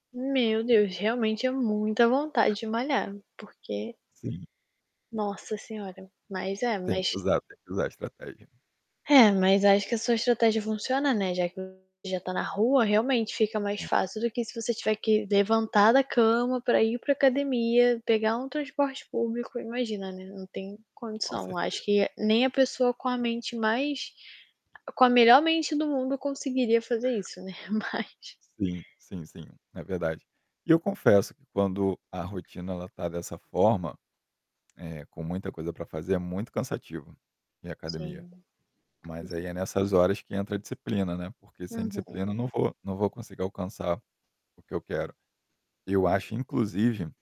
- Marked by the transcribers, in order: static; other background noise; tapping; distorted speech; chuckle; laughing while speaking: "né, mas"
- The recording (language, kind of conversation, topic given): Portuguese, podcast, Como você lida com o cansaço e o esgotamento no trabalho?